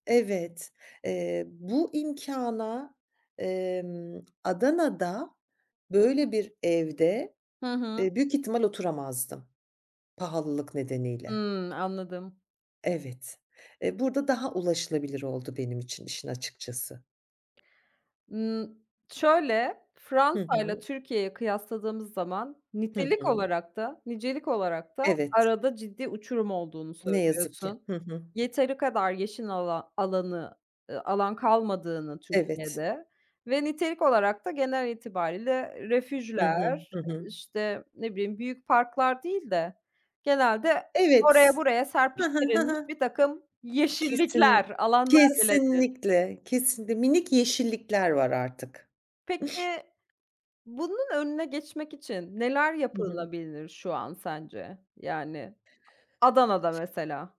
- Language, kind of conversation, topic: Turkish, podcast, Şehirlerde yeşil alanları artırmak için neler yapılabilir?
- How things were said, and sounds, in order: other background noise; tapping